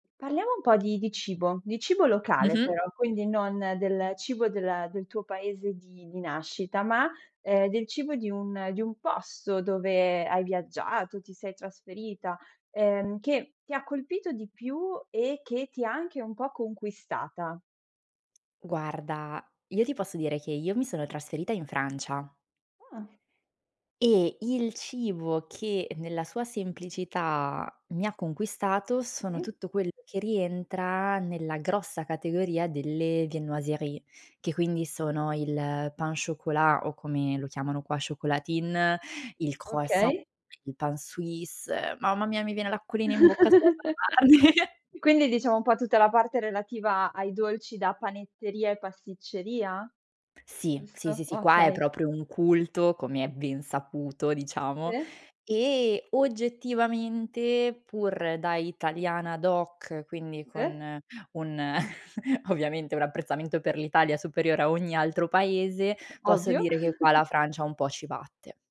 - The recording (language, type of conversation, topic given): Italian, podcast, Parlami di un cibo locale che ti ha conquistato.
- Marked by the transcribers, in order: surprised: "Ah"; tapping; in French: "viennoiserie"; in French: "pain chocolat"; in French: "chocolatine"; in French: "croissant"; in French: "pain suisse"; chuckle; chuckle; laughing while speaking: "ovviamente"; chuckle